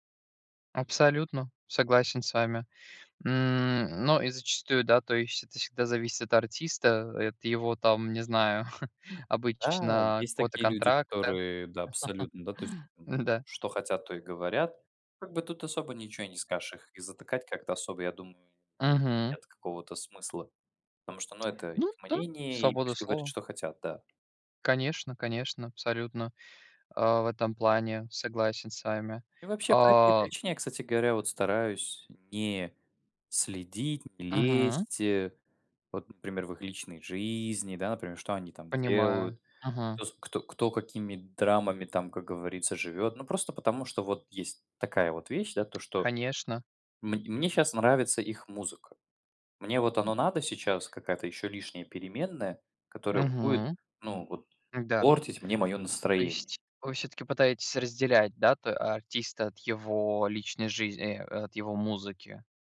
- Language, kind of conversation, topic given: Russian, unstructured, Стоит ли бойкотировать артиста из-за его личных убеждений?
- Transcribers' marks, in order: other background noise; chuckle; chuckle; tapping; drawn out: "жизни"; other noise